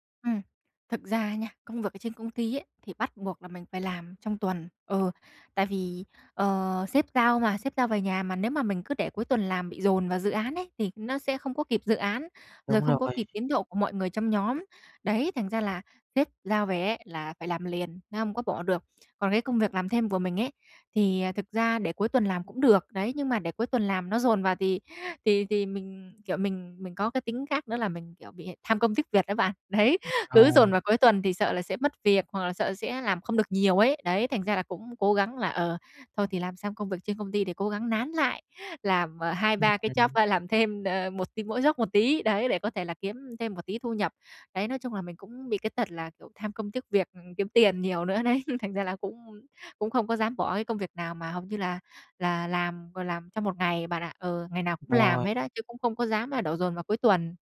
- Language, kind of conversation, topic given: Vietnamese, advice, Làm sao để giảm căng thẳng sau giờ làm mỗi ngày?
- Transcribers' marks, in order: tapping; in English: "job"; unintelligible speech; chuckle